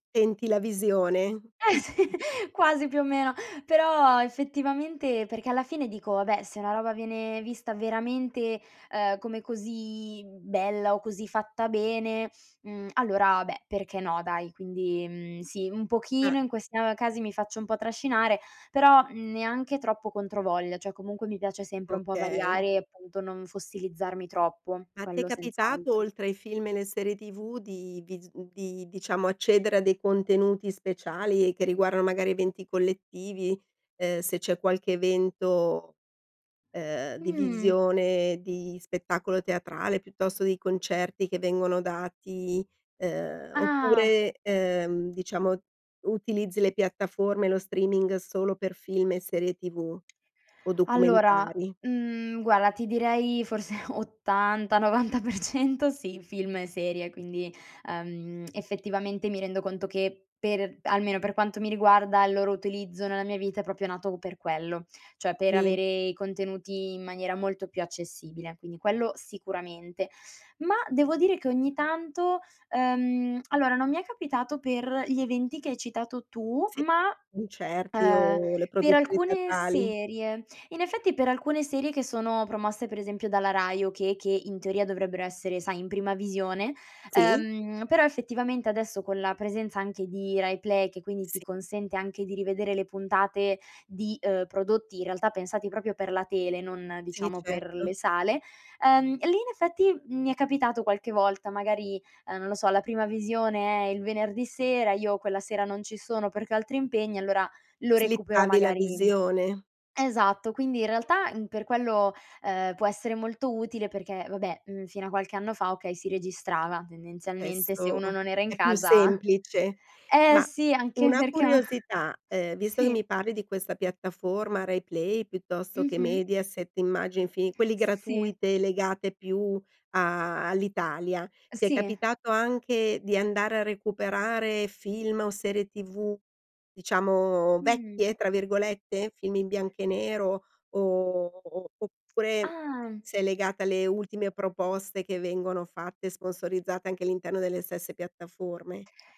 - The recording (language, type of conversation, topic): Italian, podcast, Che effetto ha lo streaming sul modo in cui consumiamo l’intrattenimento?
- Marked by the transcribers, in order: laughing while speaking: "Eh, sì"; other background noise; laughing while speaking: "ottanta, novanta per cento"; lip smack; "proprio" said as "propio"; "proprio" said as "propio"; laughing while speaking: "perché a"; tapping